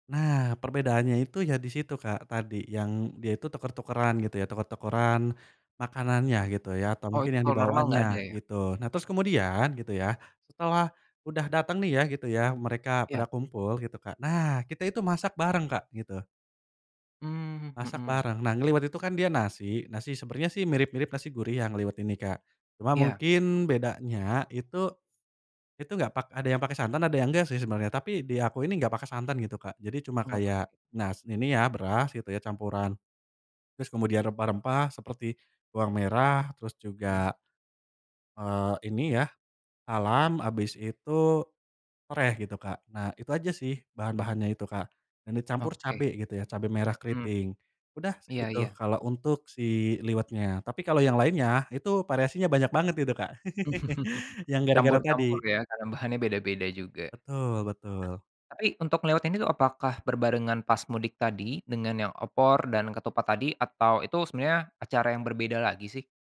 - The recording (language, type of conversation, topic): Indonesian, podcast, Bagaimana tradisi makan keluarga Anda saat mudik atau pulang kampung?
- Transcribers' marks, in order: other background noise; chuckle; laugh